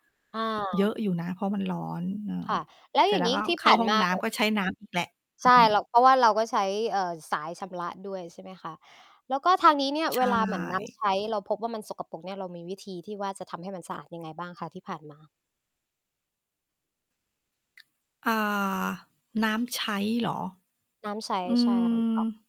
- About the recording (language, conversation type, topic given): Thai, unstructured, น้ำสะอาดมีความสำคัญต่อชีวิตของเราอย่างไร?
- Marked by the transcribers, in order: other background noise; distorted speech; tapping